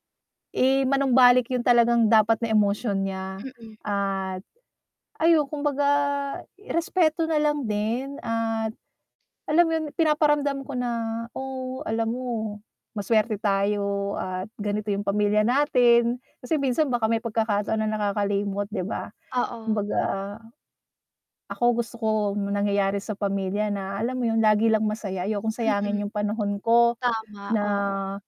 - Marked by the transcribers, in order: static; tapping
- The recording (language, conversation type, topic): Filipino, podcast, Ano ang ginagawa ninyo para manatiling malapit ang inyong pamilya?